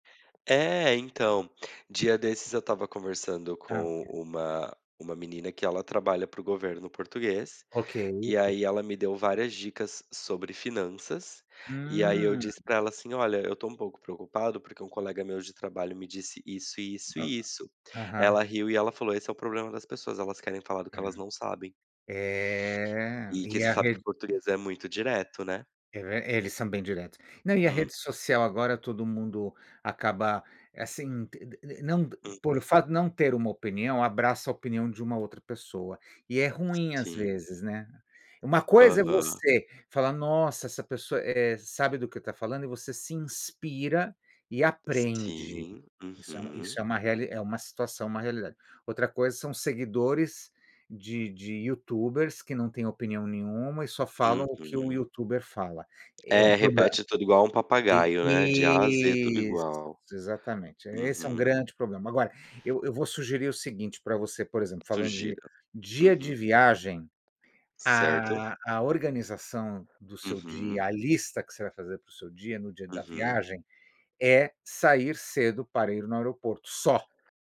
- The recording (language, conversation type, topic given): Portuguese, unstructured, Como você organiza o seu dia para ser mais produtivo?
- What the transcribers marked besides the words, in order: other noise; other background noise; drawn out: "isso"; tapping